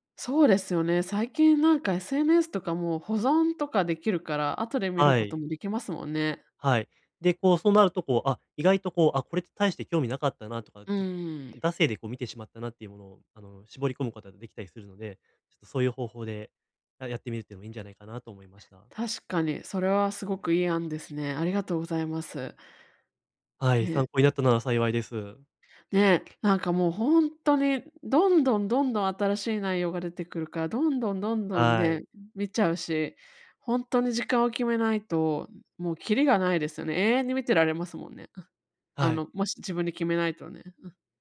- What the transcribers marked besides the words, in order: tapping
- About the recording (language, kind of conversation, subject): Japanese, advice, 集中したい時間にスマホや通知から距離を置くには、どう始めればよいですか？